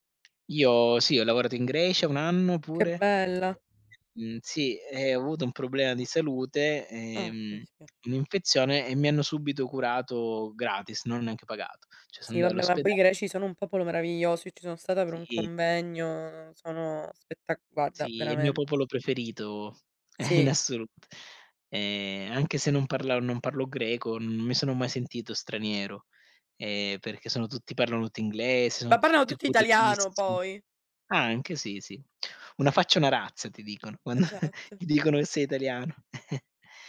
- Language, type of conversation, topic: Italian, unstructured, Come ti prepari ad affrontare le spese impreviste?
- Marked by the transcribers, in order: other background noise; "Cioè" said as "ceh"; laughing while speaking: "in"; laughing while speaking: "quando"; chuckle